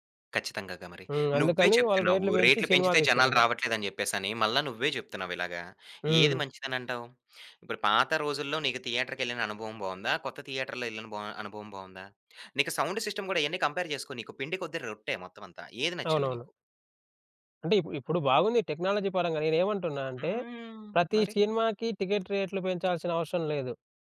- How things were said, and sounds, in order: tapping; in English: "థియేటర్‌కెళ్ళిన"; in English: "థియేటర్‌లో"; in English: "సౌండ్ సిస్టమ్"; in English: "కంపేర్"
- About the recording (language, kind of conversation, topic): Telugu, podcast, పాత రోజుల సినిమా హాల్‌లో మీ అనుభవం గురించి చెప్పగలరా?